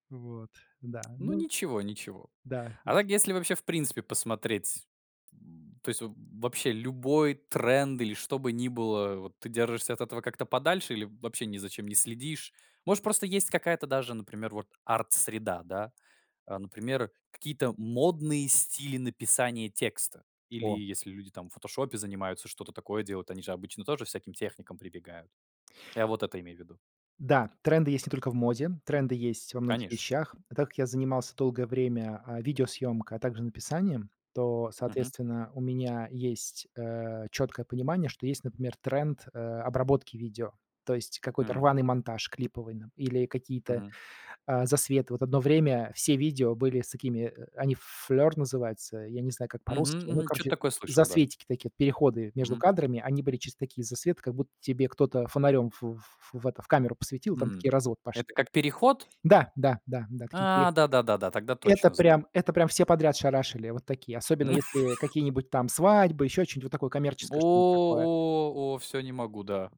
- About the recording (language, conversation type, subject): Russian, podcast, Как ты решаешь, где оставаться собой, а где подстраиваться под тренды?
- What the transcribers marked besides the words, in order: tapping; other background noise; laugh